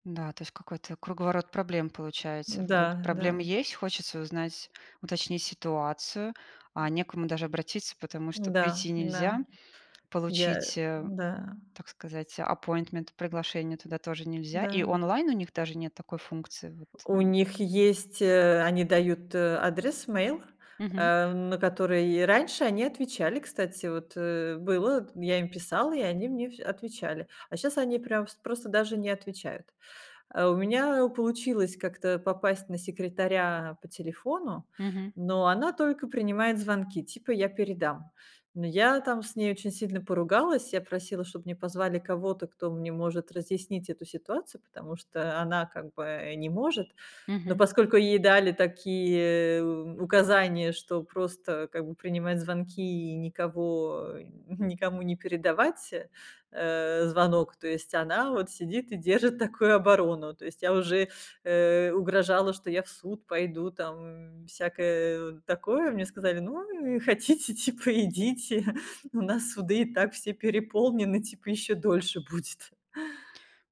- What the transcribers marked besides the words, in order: tapping; in English: "appointment"; laughing while speaking: "держит такую"; laughing while speaking: "хотите, типа идите"; laughing while speaking: "будет"
- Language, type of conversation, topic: Russian, advice, С какими трудностями бюрократии и оформления документов вы столкнулись в новой стране?